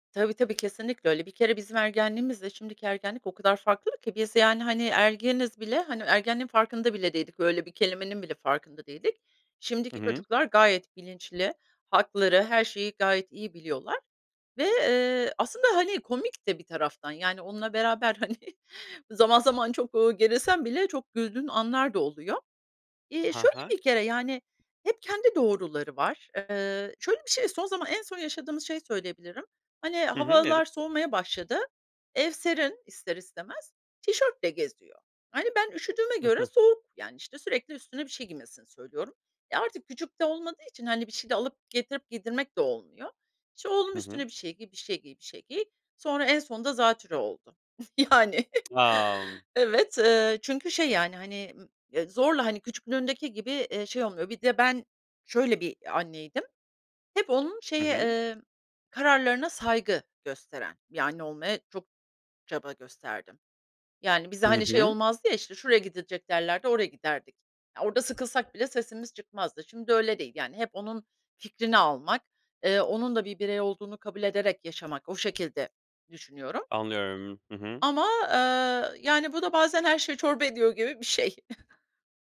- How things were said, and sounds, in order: other background noise; laughing while speaking: "hani, zaman zaman çok, eee"; lip smack; laughing while speaking: "Yani. Evet"; chuckle; chuckle
- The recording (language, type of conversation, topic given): Turkish, advice, Evde çocuk olunca günlük düzeniniz nasıl tamamen değişiyor?
- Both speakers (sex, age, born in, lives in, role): female, 50-54, Italy, United States, user; male, 35-39, Turkey, Greece, advisor